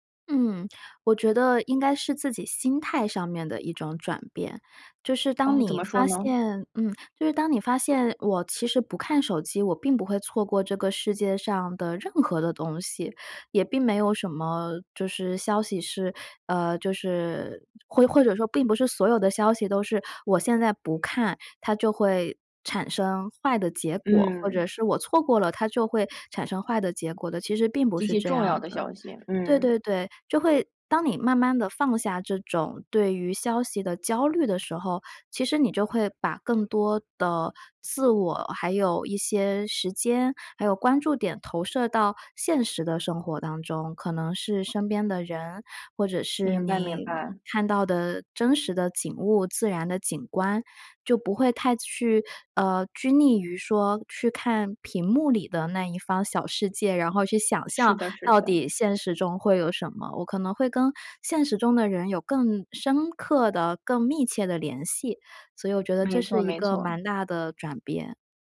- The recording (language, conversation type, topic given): Chinese, podcast, 你有什么办法戒掉手机瘾、少看屏幕？
- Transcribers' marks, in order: none